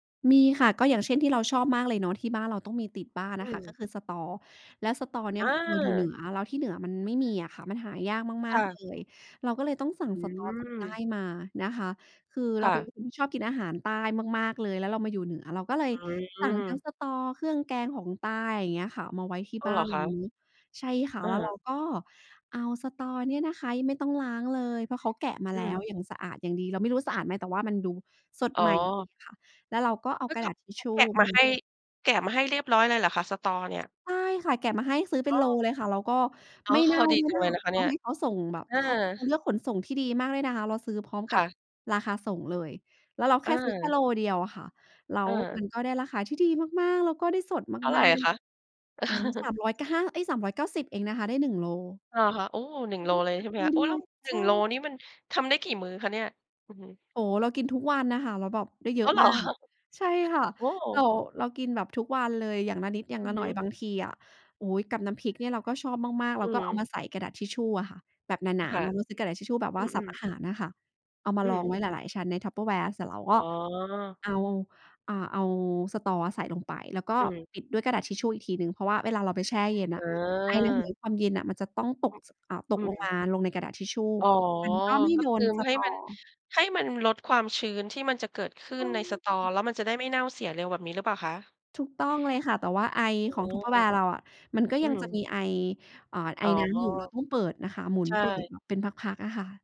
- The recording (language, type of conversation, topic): Thai, podcast, เคล็ดลับอะไรที่คุณใช้แล้วช่วยให้อาหารอร่อยขึ้น?
- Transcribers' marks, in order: other background noise; other noise; laughing while speaking: "อ๋อ"; chuckle